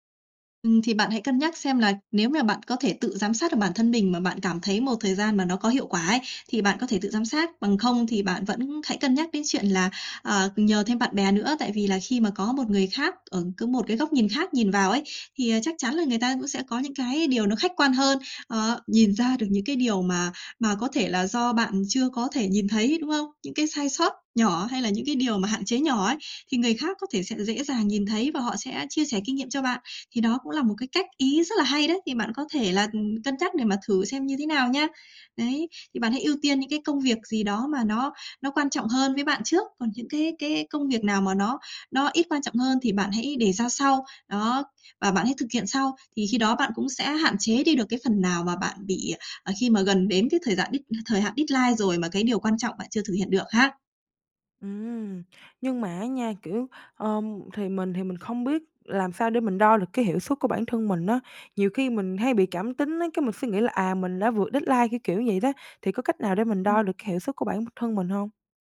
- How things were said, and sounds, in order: tapping; "gian" said as "giạn"; in English: "deadline"; in English: "deadline"
- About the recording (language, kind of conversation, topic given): Vietnamese, advice, Làm thế nào để ước lượng thời gian làm nhiệm vụ chính xác hơn và tránh bị trễ?
- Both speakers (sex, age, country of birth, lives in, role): female, 18-19, Vietnam, Vietnam, user; female, 30-34, Vietnam, Vietnam, advisor